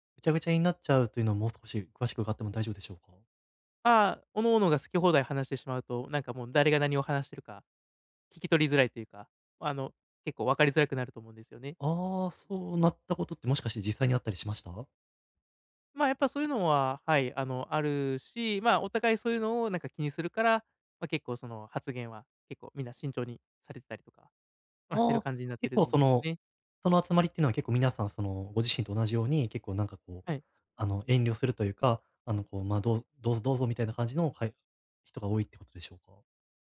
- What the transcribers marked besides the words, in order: none
- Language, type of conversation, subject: Japanese, advice, グループの集まりで孤立しないためには、どうすればいいですか？